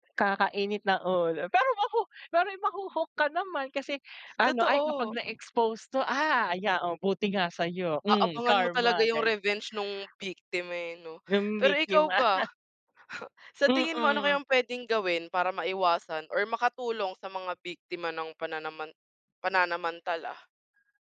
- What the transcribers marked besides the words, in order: other background noise; laughing while speaking: "biktima"
- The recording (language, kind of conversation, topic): Filipino, unstructured, Bakit sa tingin mo may mga taong nananamantala sa kapwa?